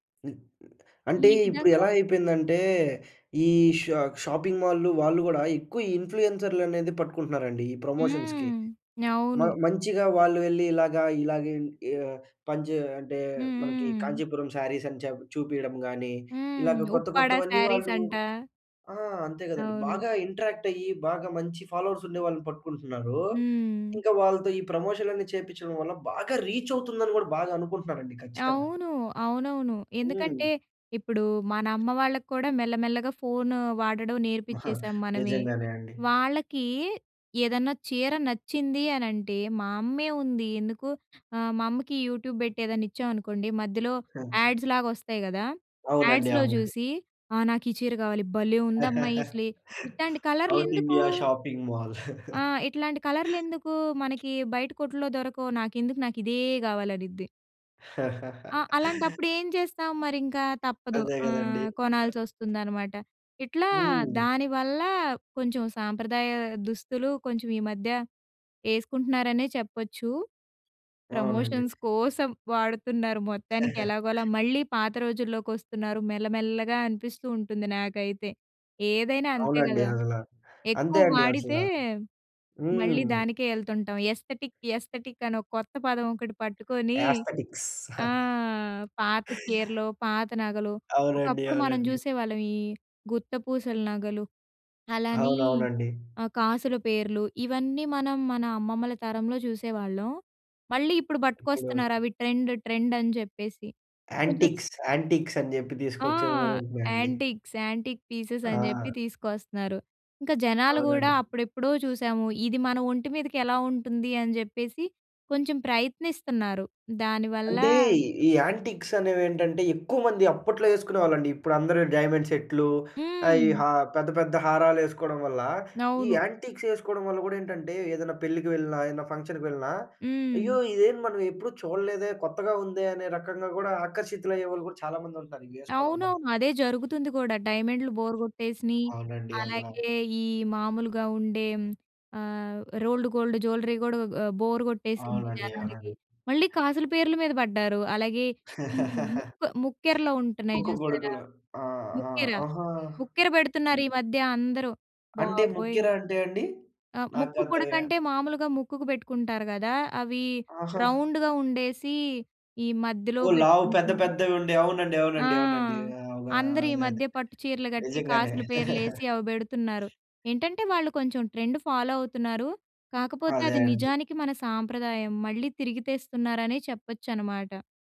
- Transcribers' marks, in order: in English: "షా షాపింగ్"; in English: "ప్రమోషన్స్‌కి"; stressed: "బాగా"; giggle; in English: "యాడ్స్‌లో"; stressed: "భలే"; laughing while speaking: "సౌత్ ఇండియా షాపింగ్ మాల్"; in English: "సౌత్ ఇండియా షాపింగ్ మాల్"; laugh; in English: "ప్రమోషన్స్"; other background noise; chuckle; "అసల" said as "అజల"; in English: "ఎస్తటిక్, ఎస్తటిక్"; in English: "యాస్తడిక్స్"; chuckle; in English: "ట్రెండ్"; in English: "యాంటిక్స్"; in English: "యాంటిక్స్, యాంటిక్"; in English: "డైమెండ్"; in English: "ఫంక్షన్‌కి"; "అసల" said as "అజల"; in English: "రోల్డ్ గోల్డ్"; laugh; drawn out: "అవా"; chuckle; in English: "ట్రెండ్ ఫాలో"
- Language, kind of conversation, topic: Telugu, podcast, సోషల్ మీడియా సంప్రదాయ దుస్తులపై ఎలా ప్రభావం చూపుతోంది?